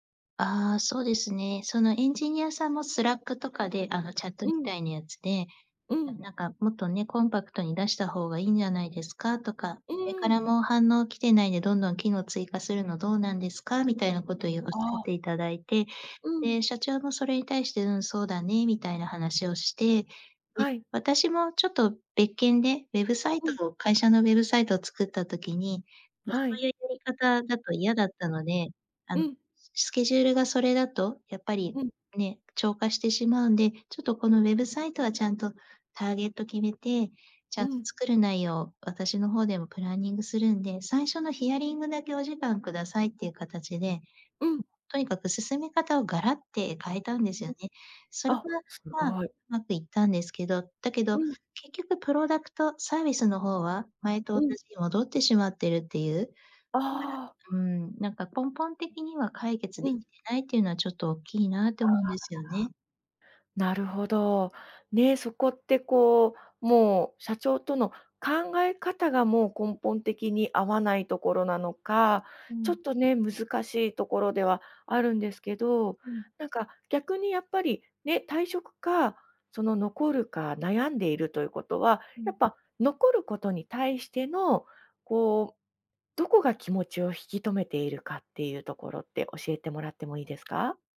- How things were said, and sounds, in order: other background noise; unintelligible speech; other noise
- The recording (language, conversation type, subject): Japanese, advice, 退職すべきか続けるべきか決められず悩んでいる